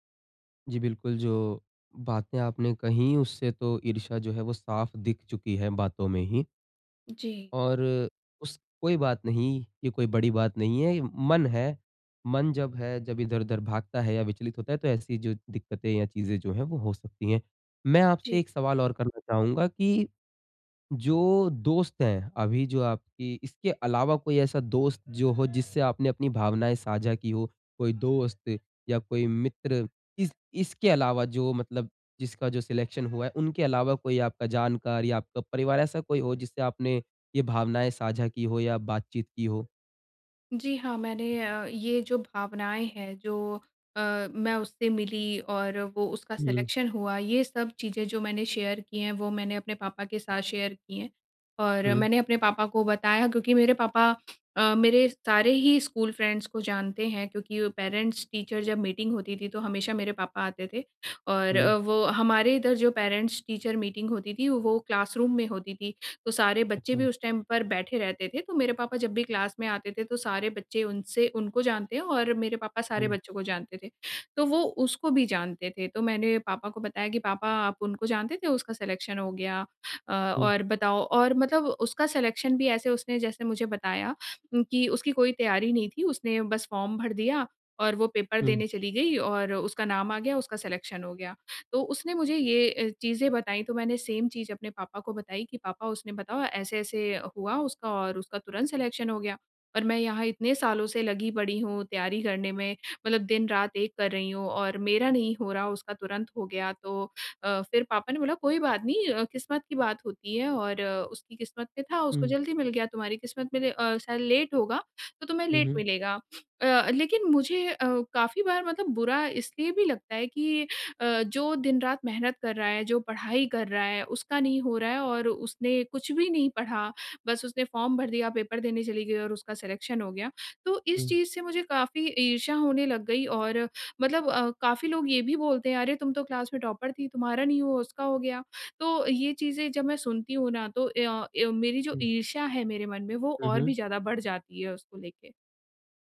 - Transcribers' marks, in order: tapping; background speech; in English: "सिलेक्शन"; in English: "सिलेक्शन"; in English: "शेयर"; in English: "शेयर"; in English: "स्कूल फ्रेंड्स"; in English: "पेरेंट्स-टीचर"; in English: "मीटिंग"; in English: "पेरेंट्स-टीचर मीटिंग"; in English: "क्लासरूम"; in English: "टाइम"; in English: "क्लास"; in English: "सिलेक्शन"; in English: "सिलेक्शन"; in English: "सिलेक्शन"; in English: "सेम"; in English: "सिलेक्शन"; in English: "लेट"; in English: "लेट"; in English: "सिलेक्शन"; in English: "क्लास"; in English: "टॉपर"
- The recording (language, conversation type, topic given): Hindi, advice, ईर्ष्या के बावजूद स्वस्थ दोस्ती कैसे बनाए रखें?